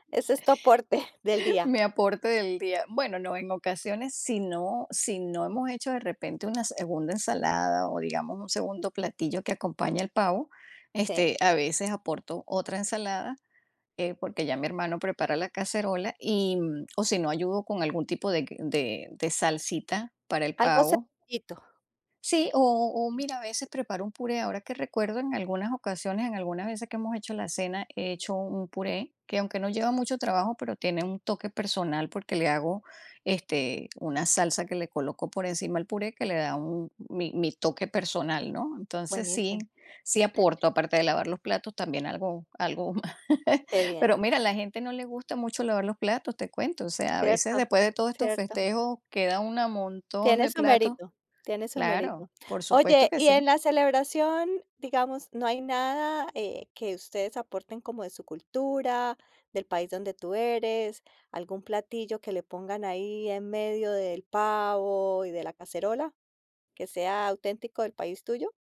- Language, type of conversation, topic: Spanish, podcast, ¿Cómo celebran en tu familia los días importantes?
- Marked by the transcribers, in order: chuckle; other background noise; chuckle